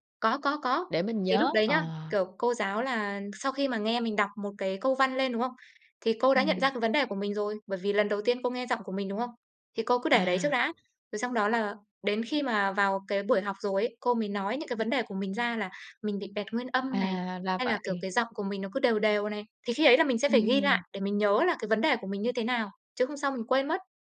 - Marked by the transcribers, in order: other background noise
- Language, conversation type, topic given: Vietnamese, podcast, Bạn học thêm kỹ năng mới như thế nào?